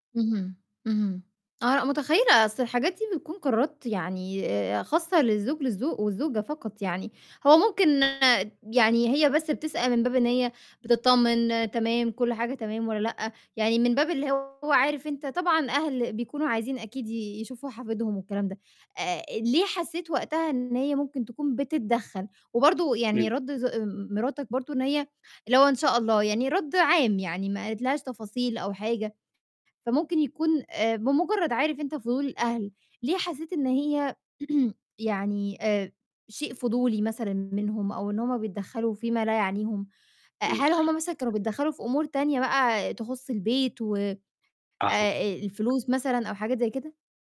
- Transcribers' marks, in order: distorted speech; throat clearing; tapping
- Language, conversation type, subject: Arabic, advice, إزاي أتعامل مع توتر مع أهل الزوج/الزوجة بسبب تدخلهم في اختيارات الأسرة؟